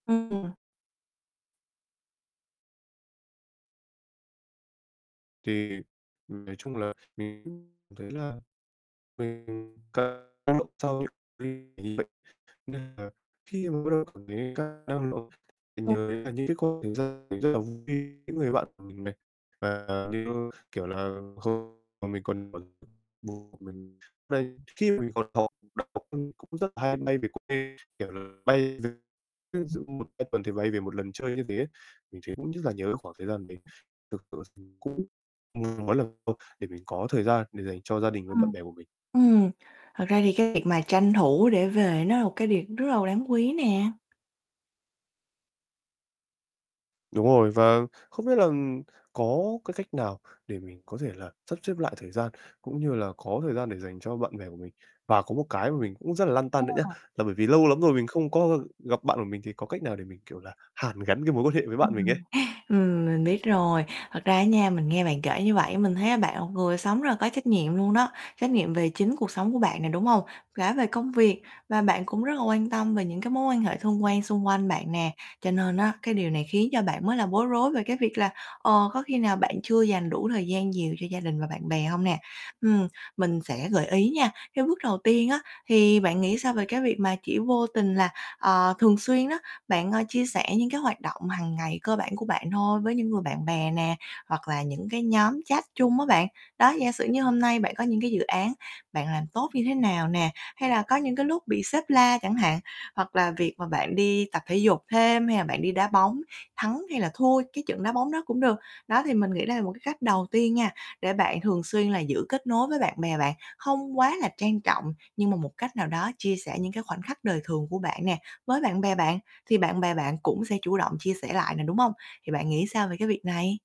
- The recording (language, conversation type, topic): Vietnamese, advice, Làm sao để tôi có thể sắp xếp thời gian cho gia đình và bạn bè khi lịch trình quá bận rộn?
- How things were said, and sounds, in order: distorted speech; unintelligible speech; tapping; unintelligible speech; unintelligible speech; unintelligible speech; unintelligible speech; unintelligible speech; unintelligible speech; other background noise; alarm